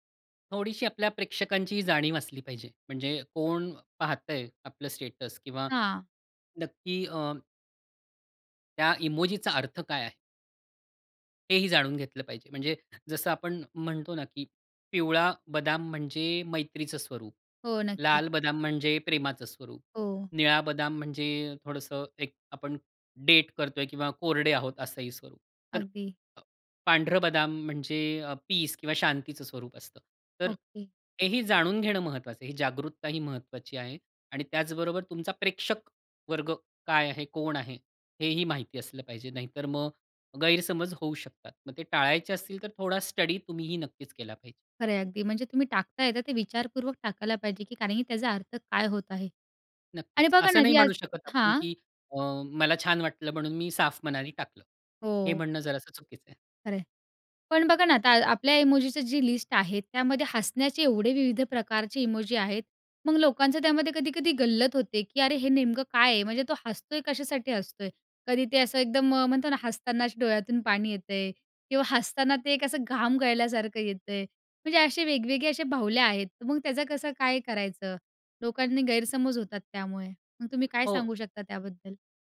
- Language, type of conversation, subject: Marathi, podcast, इमोजी वापरल्यामुळे संभाषणात कोणते गैरसमज निर्माण होऊ शकतात?
- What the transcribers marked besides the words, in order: in English: "स्टेटस"; other background noise